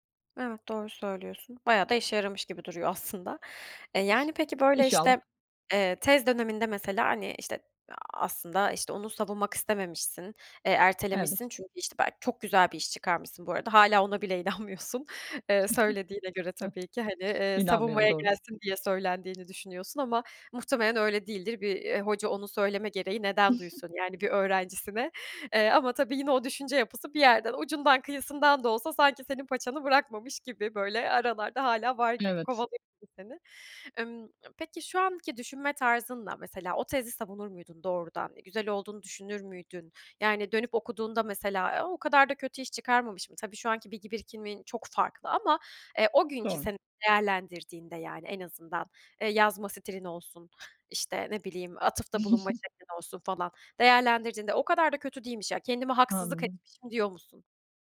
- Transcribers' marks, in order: other background noise; tapping; laughing while speaking: "bile inanmıyorsun"; chuckle; chuckle
- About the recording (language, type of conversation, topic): Turkish, podcast, Hatalardan ders çıkarmak için hangi soruları sorarsın?